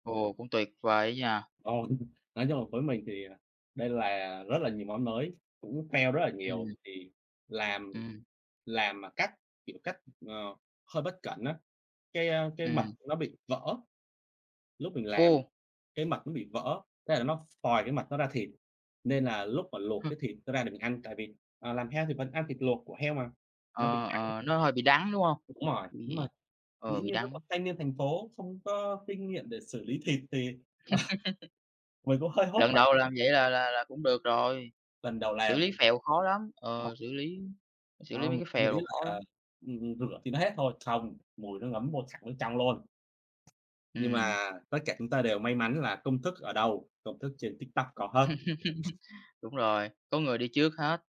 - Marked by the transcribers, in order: other background noise; tapping; in English: "fail"; chuckle; laughing while speaking: "ờ"; chuckle
- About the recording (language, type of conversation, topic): Vietnamese, unstructured, Bạn đã bao giờ thử làm bánh hoặc nấu một món mới chưa?